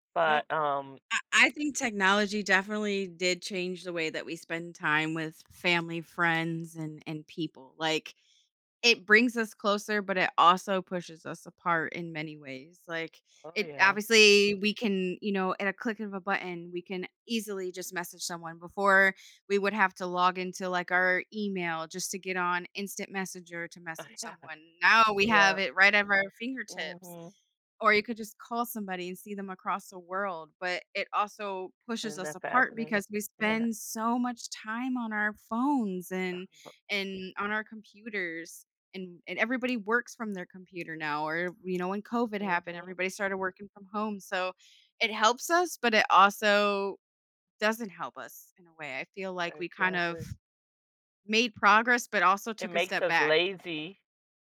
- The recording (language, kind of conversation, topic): English, unstructured, How can we find a healthy balance between using technology and living in the moment?
- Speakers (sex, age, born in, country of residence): female, 30-34, United States, United States; female, 55-59, United States, United States
- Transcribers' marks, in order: other background noise; other noise